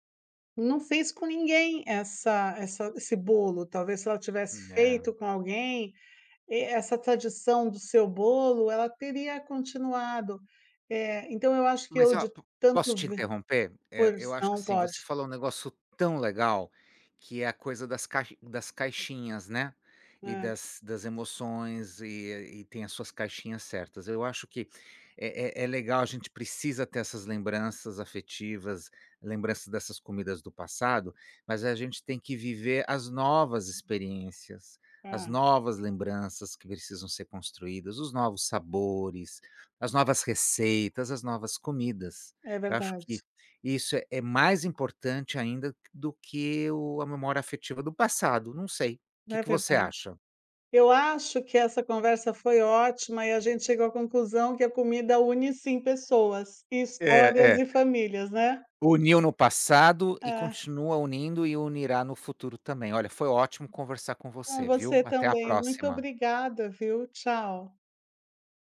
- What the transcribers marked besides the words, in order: tapping
- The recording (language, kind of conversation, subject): Portuguese, unstructured, Você já percebeu como a comida une as pessoas em festas e encontros?